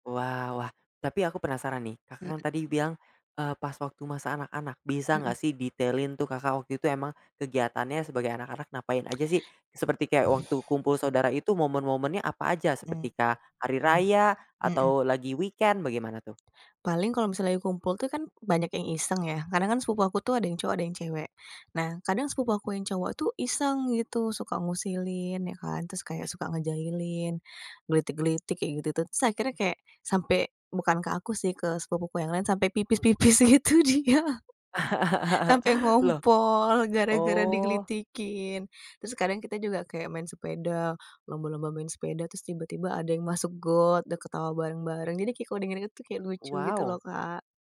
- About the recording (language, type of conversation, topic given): Indonesian, podcast, Apa kebiasaan lucu antar saudara yang biasanya muncul saat kalian berkumpul?
- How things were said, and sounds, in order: in English: "weekend"; laughing while speaking: "pipis-pipis gitu dia"; laugh